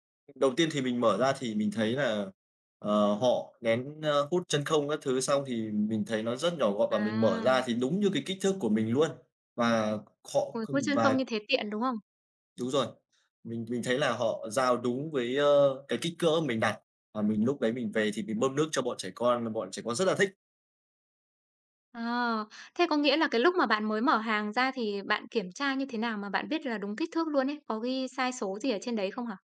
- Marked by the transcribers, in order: other noise; other background noise; tapping
- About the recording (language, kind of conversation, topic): Vietnamese, podcast, Bạn có thể kể về lần mua sắm trực tuyến khiến bạn ấn tượng nhất không?